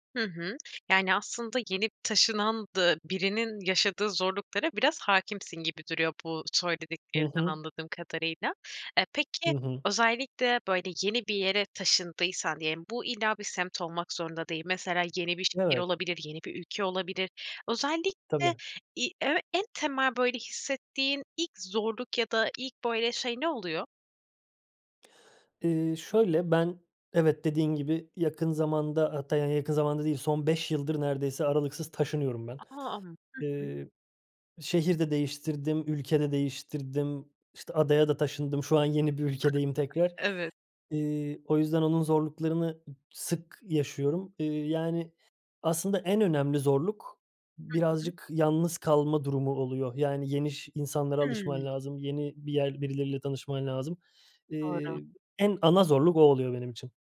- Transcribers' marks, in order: other background noise
- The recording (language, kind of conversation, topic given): Turkish, podcast, Yeni bir semte taşınan biri, yeni komşularıyla ve mahalleyle en iyi nasıl kaynaşır?